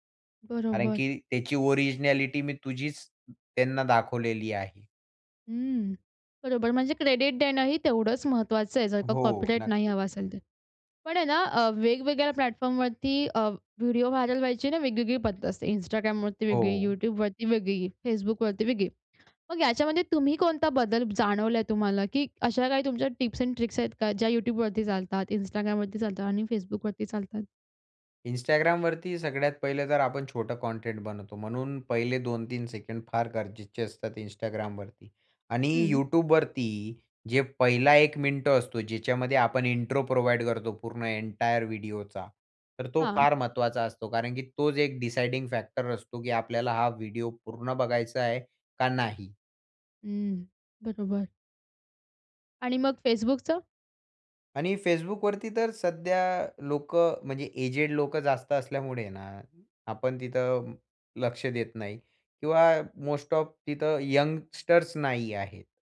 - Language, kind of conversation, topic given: Marathi, podcast, लोकप्रिय होण्यासाठी एखाद्या लघुचित्रफितीत कोणत्या गोष्टी आवश्यक असतात?
- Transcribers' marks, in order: in English: "ओरिजिनॅलिटी"; in English: "क्रेडिट"; in English: "कॉपीराईट"; in English: "प्लॅटफॉर्मवरती"; in English: "व्हायरल"; other background noise; in English: "टिप्स एंड ट्रिक्स"; in English: "इंट्रो प्रोव्हाईड"; in English: "एंटायर व्हिडिओचा"; in English: "डिसायडिंग फॅक्टर"; in English: "यंगस्टर्स"